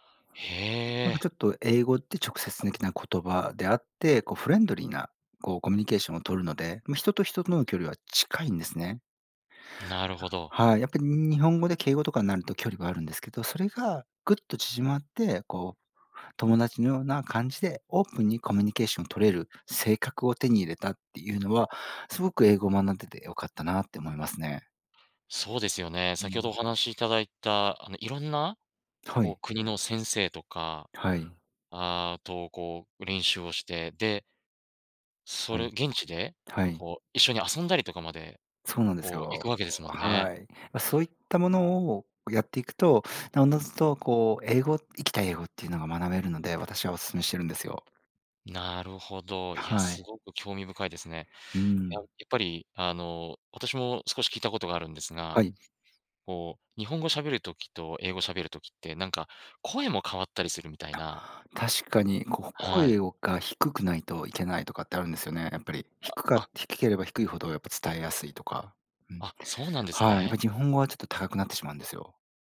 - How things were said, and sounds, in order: other noise; "コミュニケーション" said as "コミニケーション"; other background noise; tapping
- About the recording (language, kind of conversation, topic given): Japanese, podcast, 好きなことを仕事にするコツはありますか？